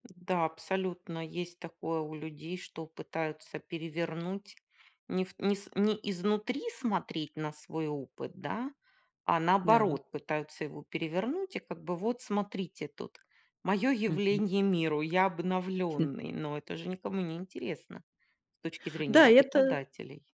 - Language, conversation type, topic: Russian, podcast, Как вы обычно готовитесь к собеседованию?
- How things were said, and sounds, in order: other background noise